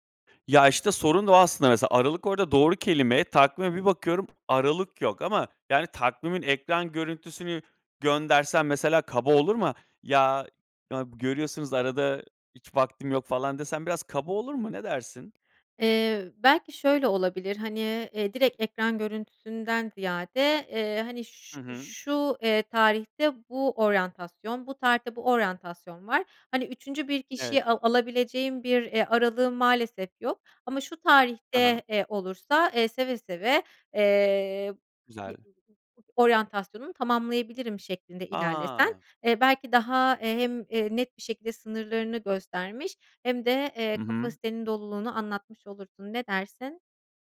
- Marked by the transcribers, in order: unintelligible speech; other background noise
- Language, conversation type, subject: Turkish, advice, İş yüküm arttığında nasıl sınır koyabilir ve gerektiğinde bazı işlerden nasıl geri çekilebilirim?